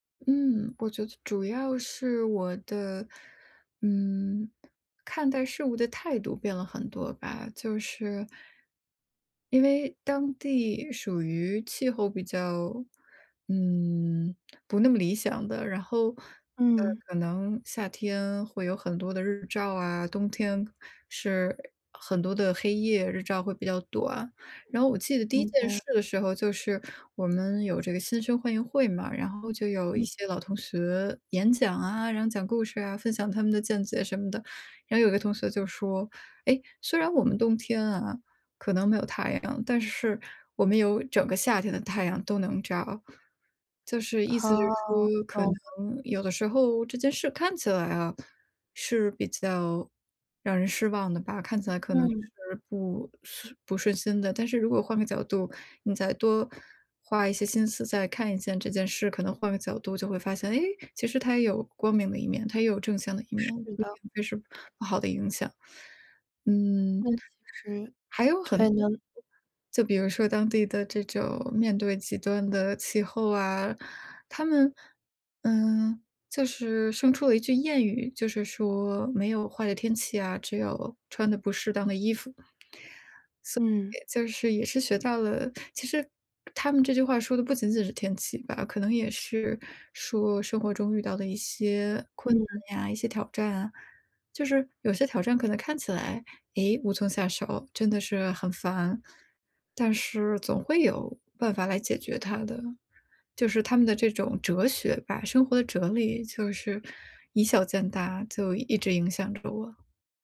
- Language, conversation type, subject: Chinese, podcast, 去过哪个地方至今仍在影响你？
- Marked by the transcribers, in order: teeth sucking; other background noise